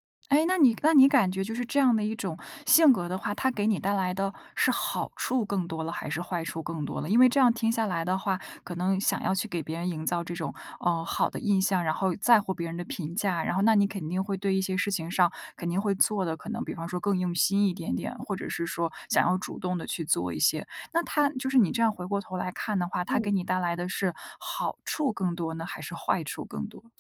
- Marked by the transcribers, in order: none
- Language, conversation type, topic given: Chinese, podcast, 你觉得父母的管教方式对你影响大吗？